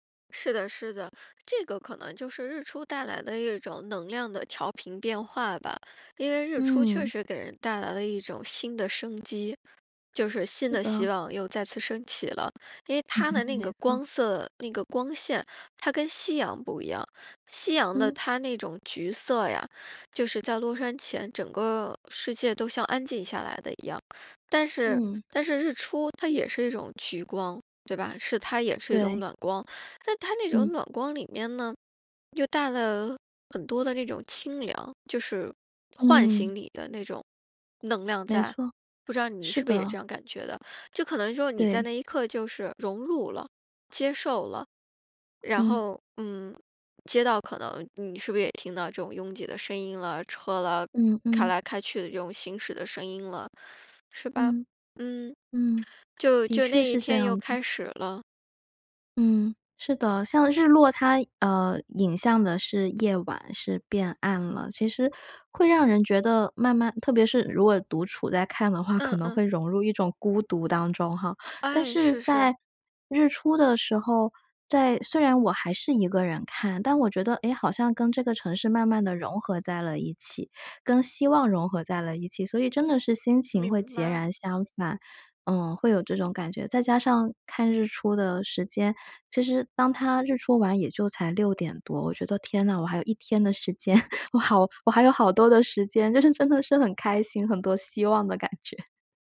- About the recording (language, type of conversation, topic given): Chinese, podcast, 哪一次你独自去看日出或日落的经历让你至今记忆深刻？
- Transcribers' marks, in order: laugh; other background noise; chuckle